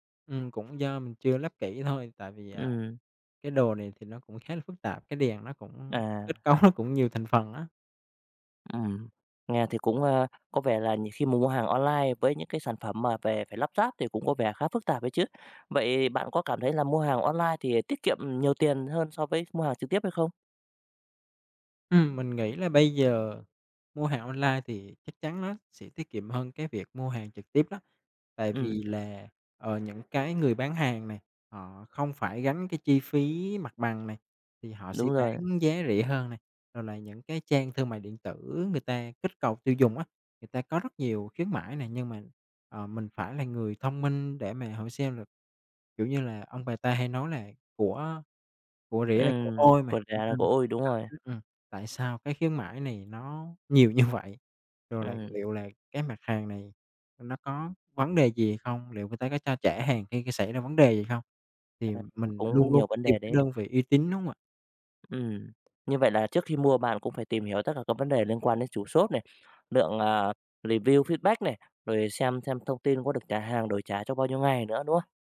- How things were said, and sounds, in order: tapping; other background noise; laughing while speaking: "kết cấu"; laughing while speaking: "như vậy?"; unintelligible speech; in English: "review, feedback"
- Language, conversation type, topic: Vietnamese, podcast, Bạn có thể chia sẻ một trải nghiệm mua sắm trực tuyến đáng nhớ của mình không?